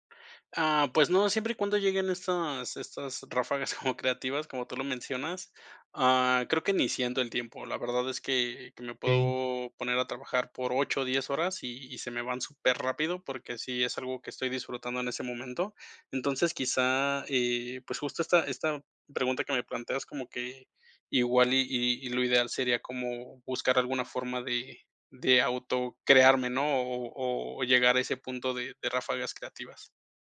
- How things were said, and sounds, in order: chuckle
- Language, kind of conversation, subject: Spanish, advice, ¿Cómo puedo dejar de procrastinar y crear hábitos de trabajo diarios?